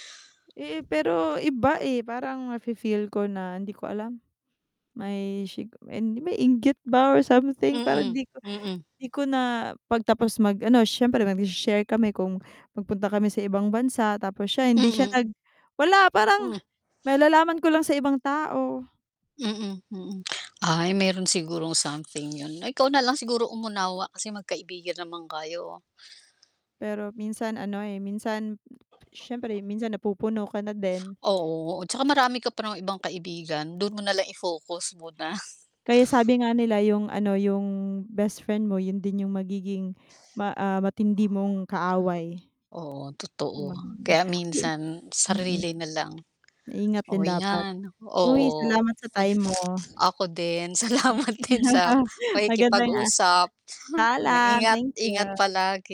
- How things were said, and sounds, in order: wind; tapping; tongue click; other background noise; chuckle; unintelligible speech; laughing while speaking: "salamat din sa pakikipag-usap"; laugh; static
- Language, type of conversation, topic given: Filipino, unstructured, Paano mo ipinapakita ang pagmamahal sa pamilya araw-araw?